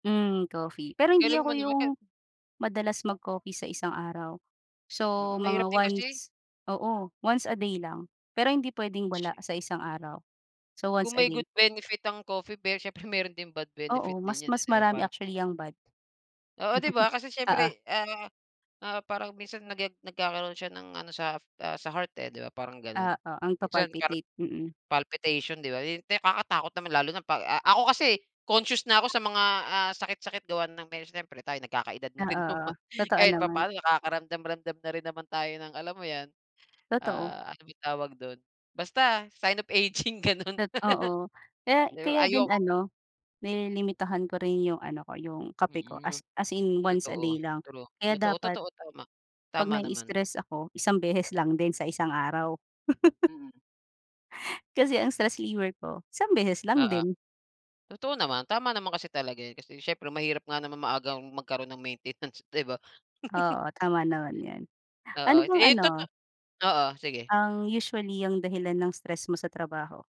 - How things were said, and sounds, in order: laughing while speaking: "nagkaka-edad na rin naman"; laughing while speaking: "sign of aging ganun"
- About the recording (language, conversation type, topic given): Filipino, unstructured, Paano mo hinaharap ang stress sa trabaho?